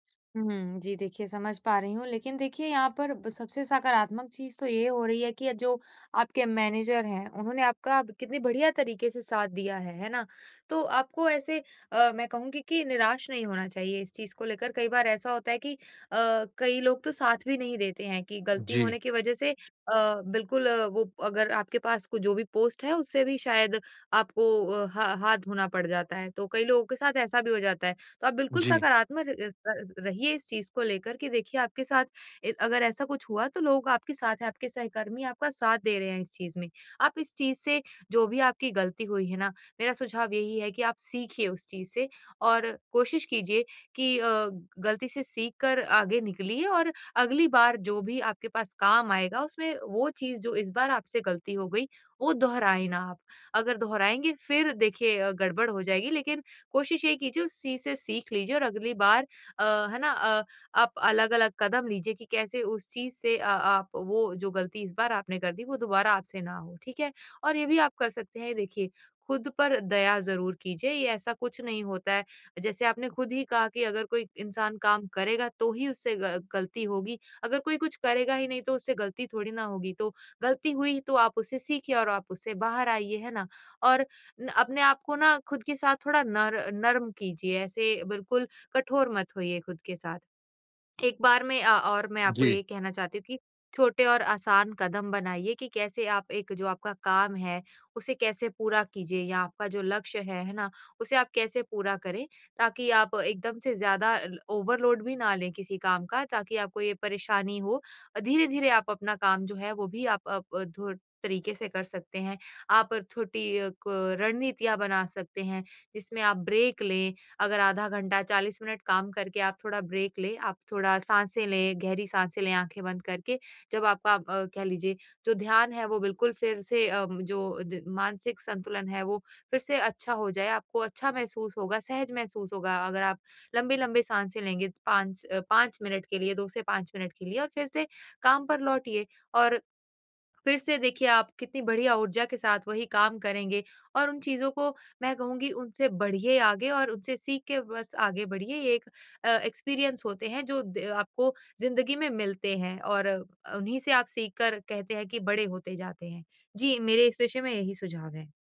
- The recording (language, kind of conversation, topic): Hindi, advice, गलती के बाद बिना टूटे फिर से संतुलन कैसे बनाऊँ?
- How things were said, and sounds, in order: in English: "पोस्ट"; in English: "ओवरलोड"; in English: "ब्रेक"; in English: "ब्रेक"; in English: "एक्सपीरियंस"